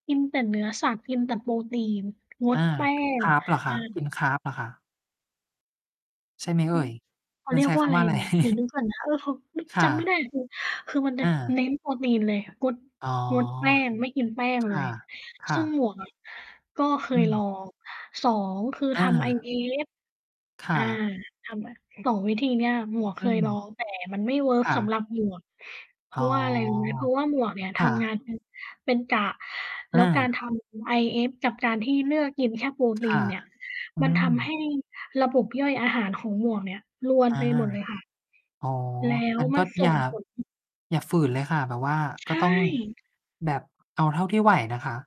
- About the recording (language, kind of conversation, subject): Thai, unstructured, ทำไมบางคนถึงรู้สึกขี้เกียจออกกำลังกายบ่อยๆ?
- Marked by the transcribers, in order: tapping; other background noise; distorted speech; chuckle